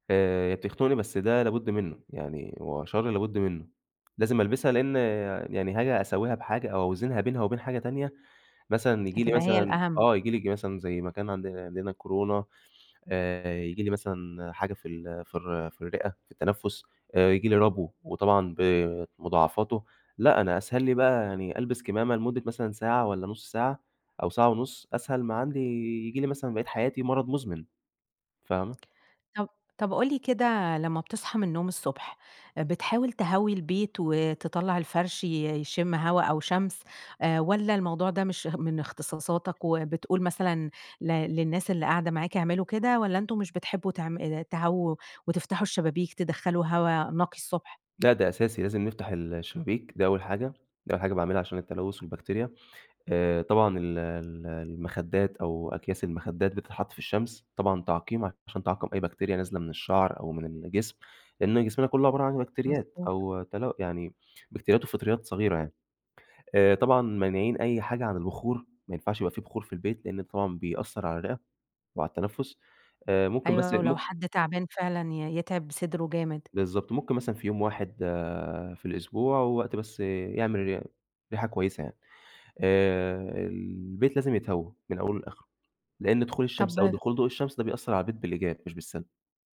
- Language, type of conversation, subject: Arabic, podcast, إزاي التلوث بيأثر على صحتنا كل يوم؟
- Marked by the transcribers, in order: tapping